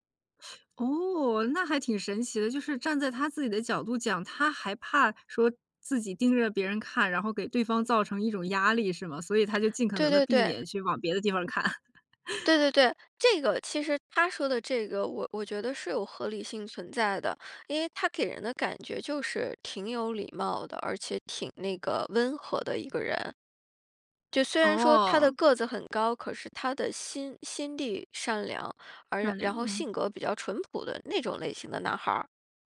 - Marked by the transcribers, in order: other noise; laugh; other background noise
- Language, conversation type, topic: Chinese, podcast, 当别人和你说话时不看你的眼睛，你会怎么解读？